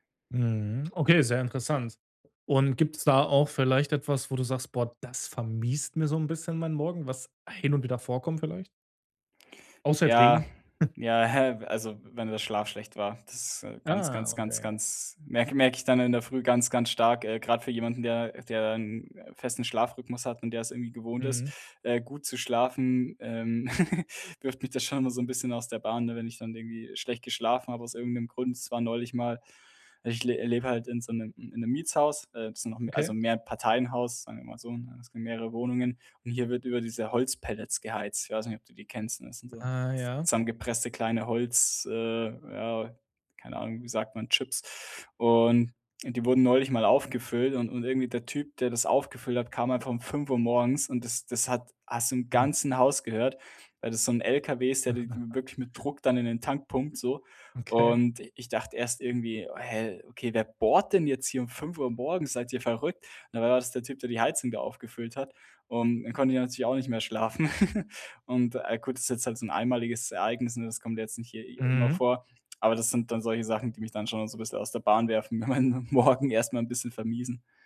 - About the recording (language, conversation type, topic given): German, podcast, Wie startest du zu Hause produktiv in den Tag?
- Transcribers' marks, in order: chuckle; giggle; unintelligible speech; chuckle; giggle; laughing while speaking: "und meinen Morgen"